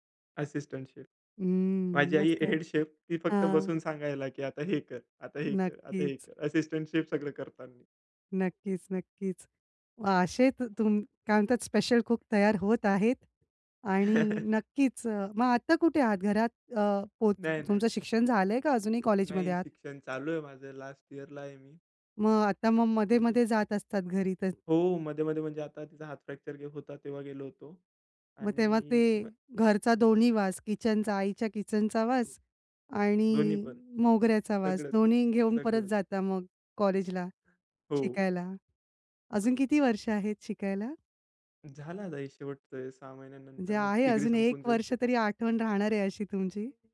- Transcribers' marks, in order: in English: "शेफ"; in English: "शेफ"; in English: "शेफ"; in English: "कूक"; chuckle; other background noise; in English: "डिग्री"
- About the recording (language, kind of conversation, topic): Marathi, podcast, कोणत्या वासाने तुला लगेच घर आठवतं?